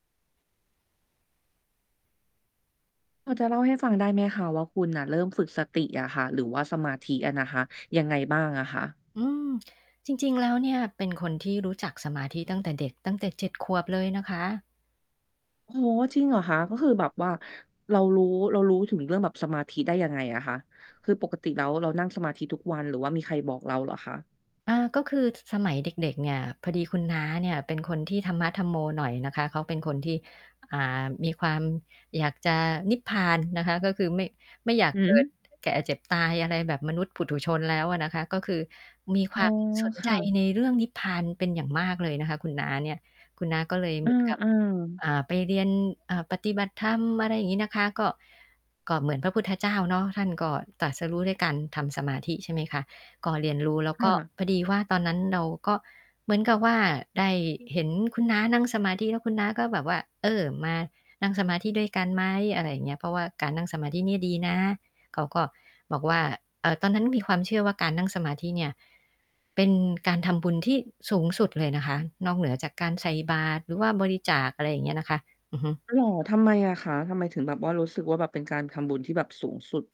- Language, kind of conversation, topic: Thai, podcast, คุณเริ่มฝึกสติหรือสมาธิได้อย่างไร ช่วยเล่าให้ฟังหน่อยได้ไหม?
- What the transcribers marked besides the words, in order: surprised: "โอ้โฮ จริงเหรอคะ ?"; distorted speech